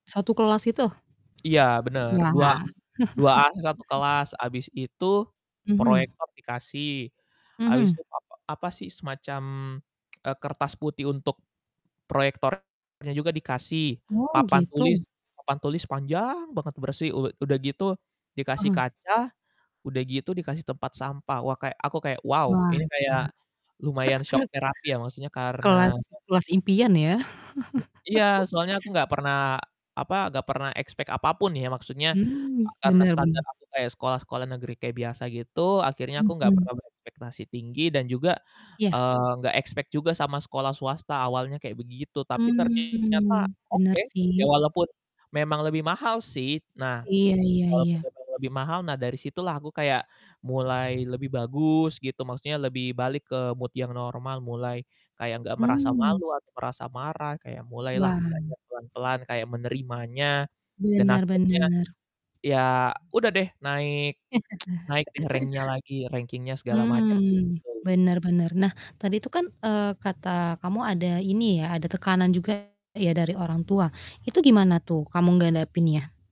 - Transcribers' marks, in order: static; chuckle; distorted speech; in English: "shock therapy"; chuckle; other background noise; chuckle; in English: "expect"; in English: "expect"; other street noise; in English: "mood"; laugh; tsk; "ngadepinnya" said as "gandapinnya"
- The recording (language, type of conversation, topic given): Indonesian, podcast, Bagaimana kamu belajar dari kegagalan atau nilai yang buruk?